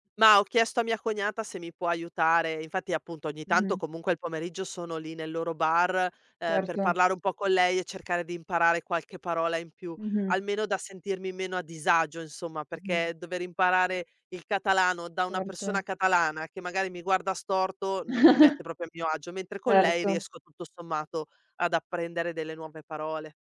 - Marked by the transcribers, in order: chuckle; "proprio" said as "propio"
- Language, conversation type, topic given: Italian, advice, Come stai vivendo la solitudine dopo esserti trasferito in una nuova città senza amici?